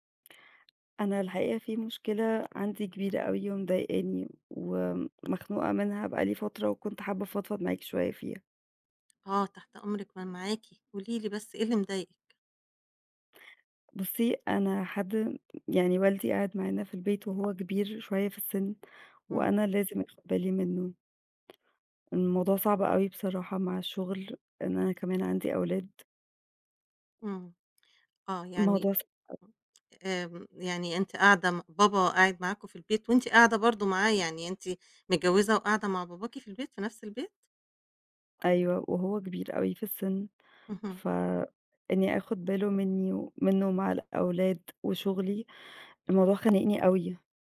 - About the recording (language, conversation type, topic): Arabic, advice, تأثير رعاية أحد الوالدين المسنين على الحياة الشخصية والمهنية
- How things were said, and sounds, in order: tapping; unintelligible speech